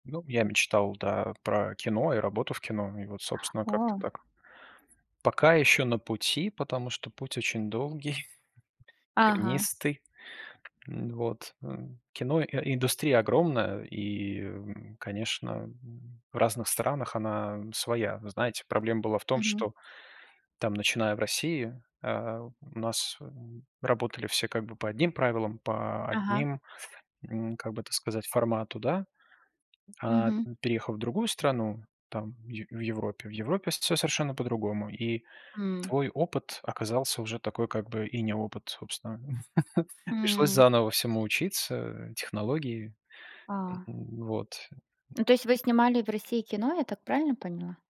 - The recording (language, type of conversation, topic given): Russian, unstructured, Какие мечты казались тебе невозможными, но ты всё равно хочешь их осуществить?
- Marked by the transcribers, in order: tapping; chuckle; other background noise